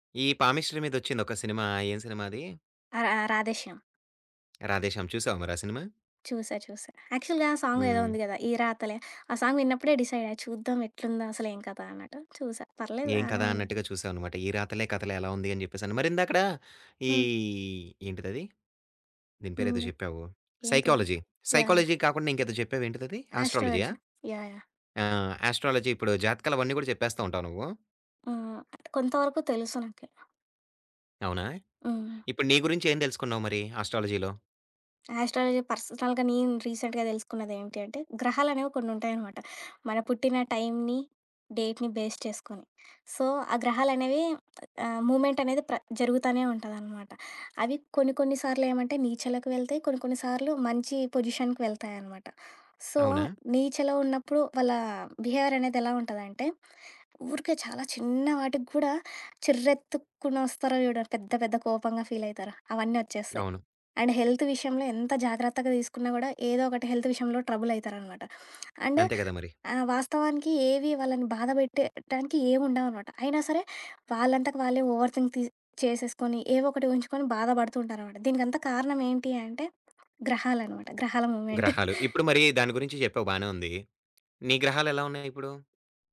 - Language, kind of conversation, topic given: Telugu, podcast, సొంతంగా కొత్త విషయం నేర్చుకున్న అనుభవం గురించి చెప్పగలవా?
- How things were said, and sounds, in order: in English: "పామిస్ట్రీ"; tapping; in English: "యాక్చువల్‌గా"; in English: "సాంగ్"; in English: "సాంగ్"; in English: "డిసైడ్"; in English: "సైకాలజీ. సైకాలజీ"; in English: "ఆస్ట్రాలజీయా?"; in English: "ఆస్ట్రాలజీ"; in English: "ఆస్ట్రాలజీ"; other background noise; in English: "ఆస్ట్రాలజీలో?"; in English: "ఆస్ట్రాలజీ పర్సనల్‌గా"; in English: "రీసెంట్‌గా"; in English: "టైమ్‌ని, డేట్‌ని బేస్"; in English: "సో"; in English: "మూమెంట్"; in English: "పొజిషన్‌కి"; in English: "సో"; in English: "బిహేవియర్"; in English: "ఫీల్"; in English: "అండ్ హెల్త్"; in English: "హెల్త్"; in English: "ట్రబుల్"; in English: "అండ్"; in English: "ఓవర్ థింక్"; in English: "మూమెంట్"; chuckle